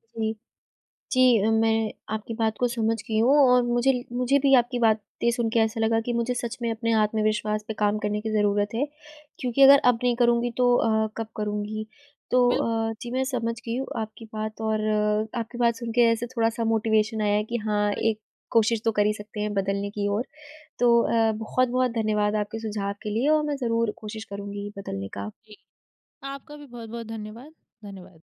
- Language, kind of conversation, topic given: Hindi, advice, क्या मुझे नए समूह में स्वीकार होने के लिए अपनी रुचियाँ छिपानी चाहिए?
- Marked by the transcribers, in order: in English: "मोटिवेशन"